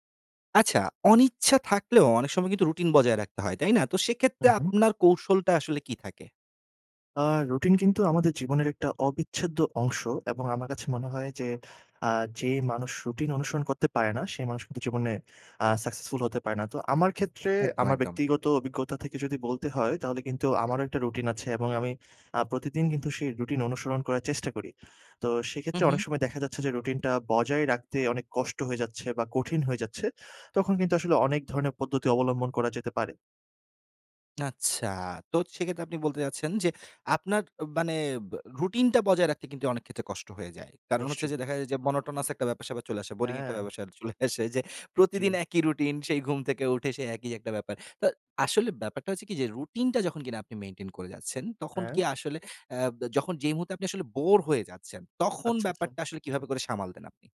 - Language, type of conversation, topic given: Bengali, podcast, অনিচ্ছা থাকলেও রুটিন বজায় রাখতে তোমার কৌশল কী?
- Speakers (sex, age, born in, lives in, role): male, 30-34, Bangladesh, Bangladesh, host; male, 50-54, Bangladesh, Bangladesh, guest
- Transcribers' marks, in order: in English: "successful"; in English: "monotonous"; in English: "boring"; laughing while speaking: "আসে"; in English: "bore"